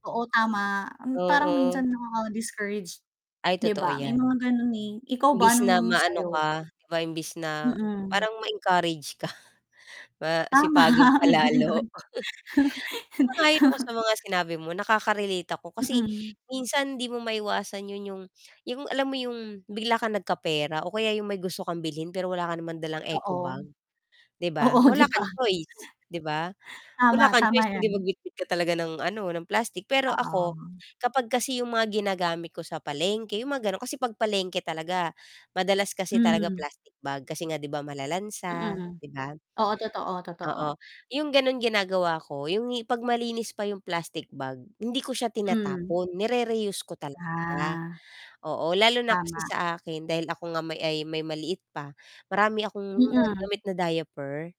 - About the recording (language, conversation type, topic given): Filipino, unstructured, Ano-ano ang mga simpleng bagay na ginagawa mo para makatulong sa kapaligiran?
- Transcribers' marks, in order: mechanical hum; other background noise; laugh; laugh; static; tapping; distorted speech